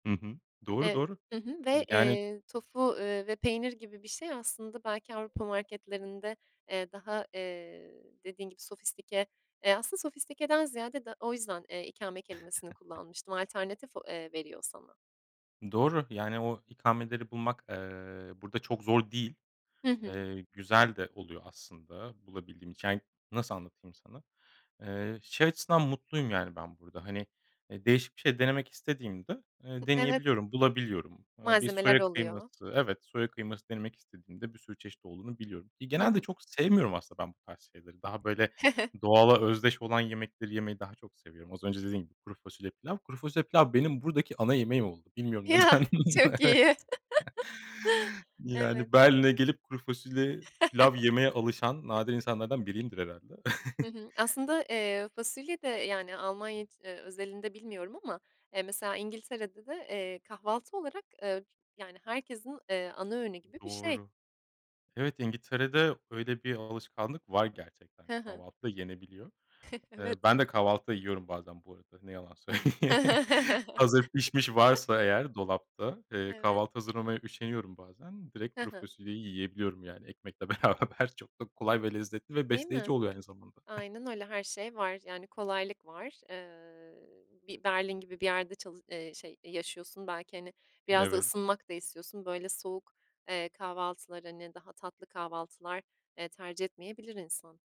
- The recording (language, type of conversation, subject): Turkish, podcast, Göç etmek yemek alışkanlıklarını nasıl değiştiriyor sence?
- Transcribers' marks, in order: other background noise; chuckle; tapping; chuckle; laughing while speaking: "neden. Evet"; chuckle; chuckle; chuckle; chuckle; chuckle; laugh; laughing while speaking: "beraber"; chuckle